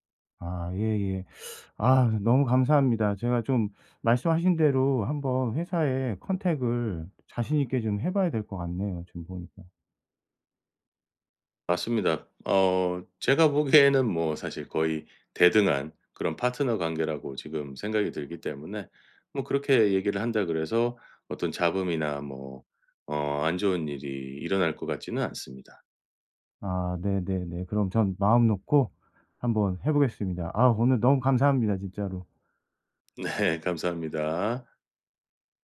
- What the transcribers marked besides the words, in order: in English: "컨택을"; laughing while speaking: "보기에는"; laughing while speaking: "네"
- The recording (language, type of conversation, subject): Korean, advice, 매주 정해진 창작 시간을 어떻게 확보할 수 있을까요?